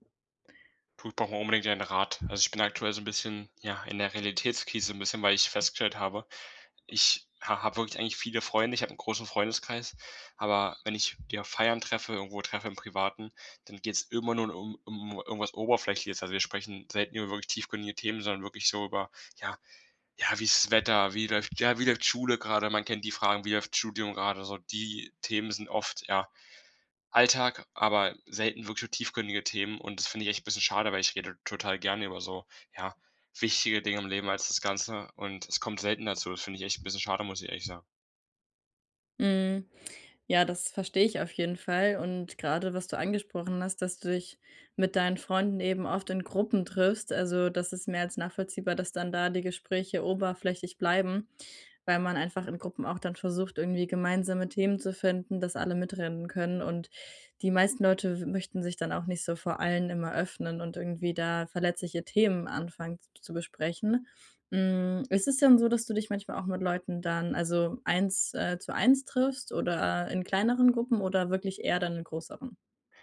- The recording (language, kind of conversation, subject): German, advice, Wie kann ich oberflächlichen Smalltalk vermeiden, wenn ich mir tiefere Gespräche wünsche?
- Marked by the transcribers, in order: other background noise; "größeren" said as "großeren"